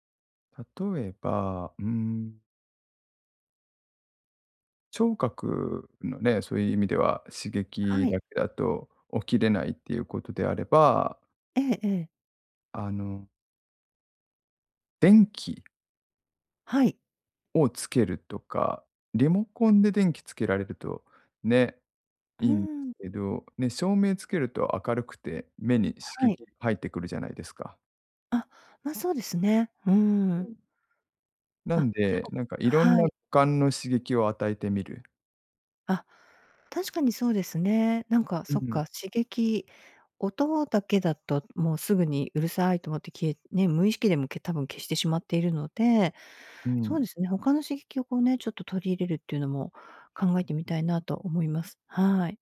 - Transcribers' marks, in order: unintelligible speech
- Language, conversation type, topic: Japanese, advice, 短時間の昼寝で疲れを早く取るにはどうすればよいですか？